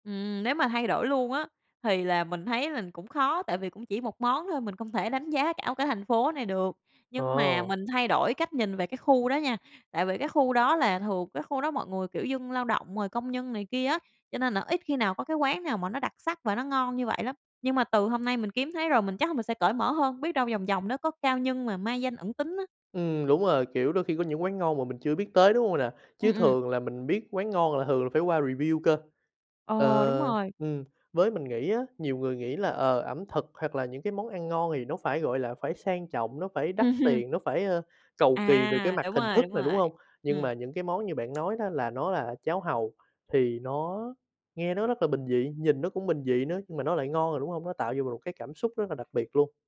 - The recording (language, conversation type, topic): Vietnamese, podcast, Bạn có thể kể về một trải nghiệm ẩm thực hoặc món ăn khiến bạn nhớ mãi không?
- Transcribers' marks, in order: other background noise; tapping; in English: "review"; laughing while speaking: "Ừm"